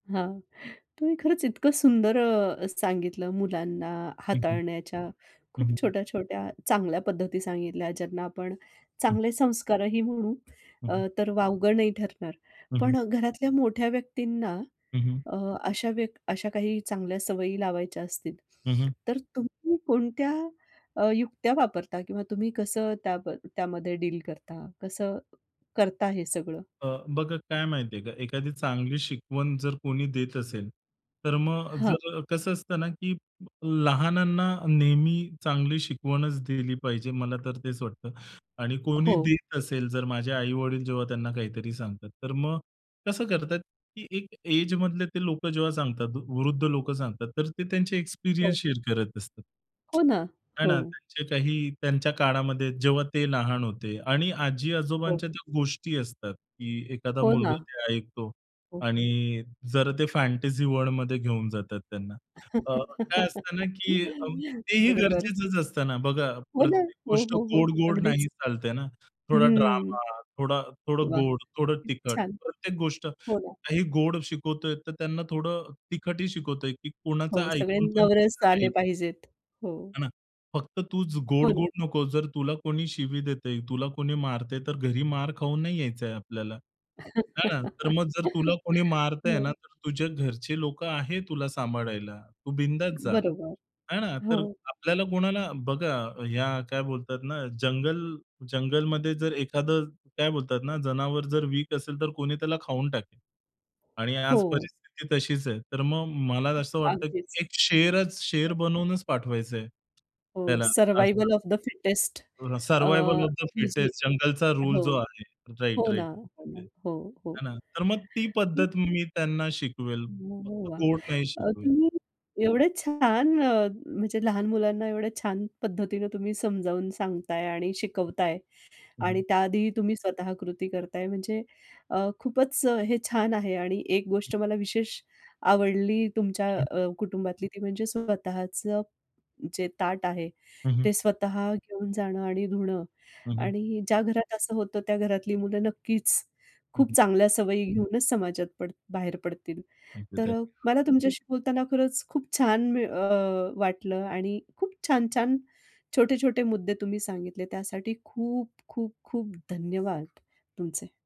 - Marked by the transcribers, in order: tapping; other background noise; in English: "एजमधले"; in English: "शेअर"; tsk; laugh; laugh; in English: "सर्व्हायव्हल ऑफ द फिटेस्ट"; in English: "सर्व्हायव्हल ऑफ द फिटेस्ट"; in English: "राइट-राइट"
- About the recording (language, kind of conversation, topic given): Marathi, podcast, लहान मुलांना घरकाम शिकवताना तुम्ही काय करता?